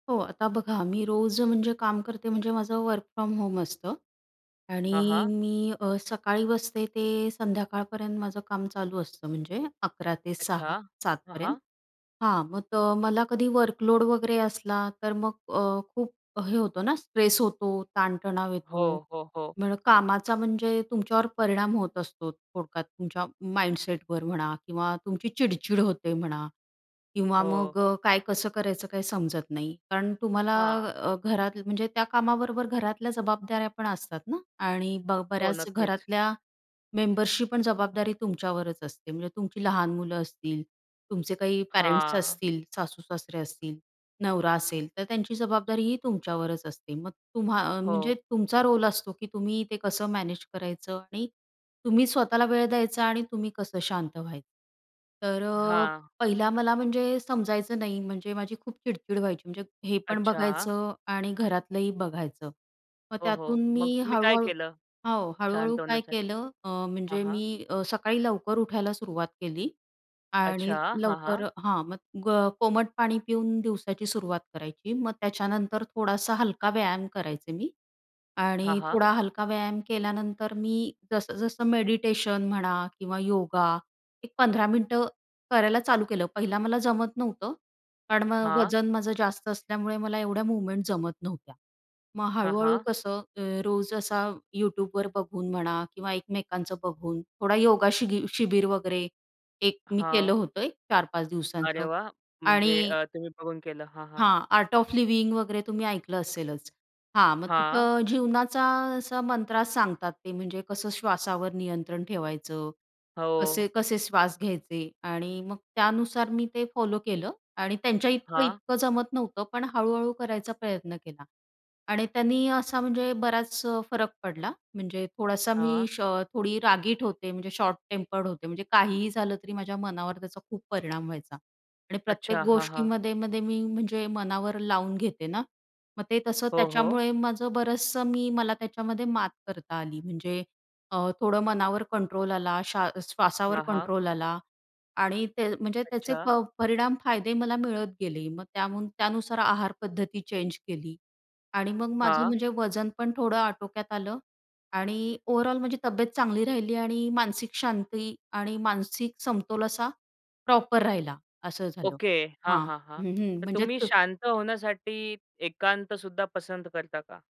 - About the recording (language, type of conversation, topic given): Marathi, podcast, रोजच्या कामांनंतर तुम्ही स्वतःला शांत कसे करता?
- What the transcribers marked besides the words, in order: other background noise; in English: "वर्क फ्रॉम होम"; in English: "माइंडसेटवर"; in English: "आर्ट ऑफ लिविंग"; in English: "शॉर्ट टेम्पर्ड"; tapping; in English: "चेंज"; unintelligible speech